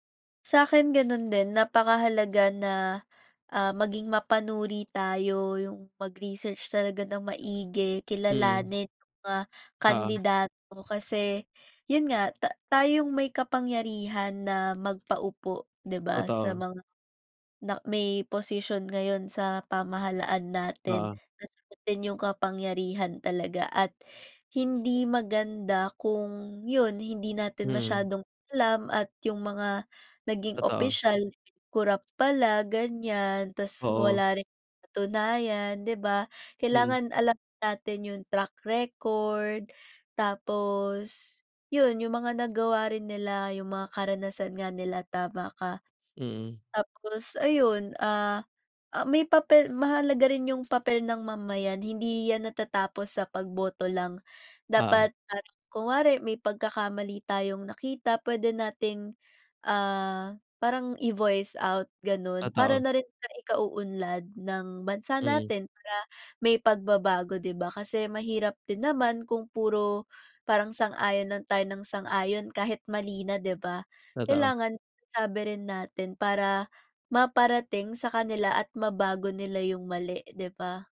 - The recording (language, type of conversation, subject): Filipino, unstructured, Paano mo ilalarawan ang magandang pamahalaan para sa bayan?
- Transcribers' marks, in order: other background noise; background speech